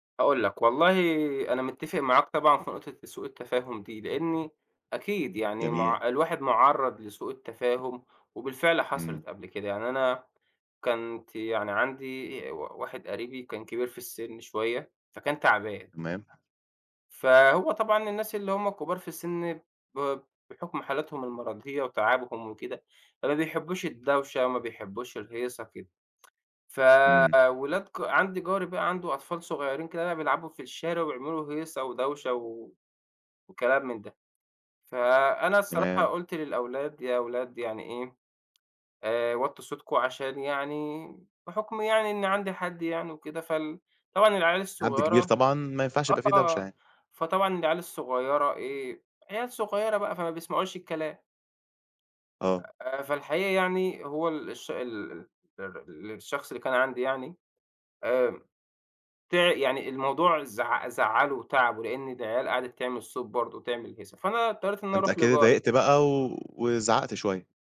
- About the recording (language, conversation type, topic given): Arabic, podcast, إزاي نبني جوّ أمان بين الجيران؟
- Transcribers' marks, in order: tapping; background speech; tsk; other background noise